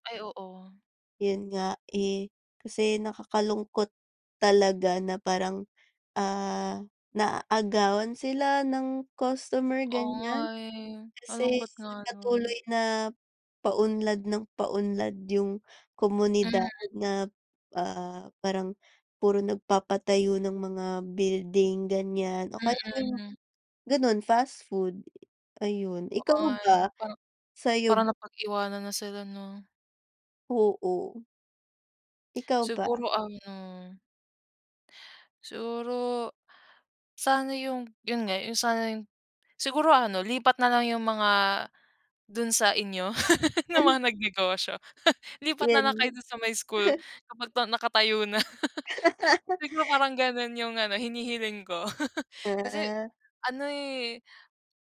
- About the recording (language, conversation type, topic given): Filipino, unstructured, Ano ang mga pagbabagong nagulat ka sa lugar ninyo?
- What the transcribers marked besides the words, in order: tapping; chuckle; chuckle; laugh; chuckle; chuckle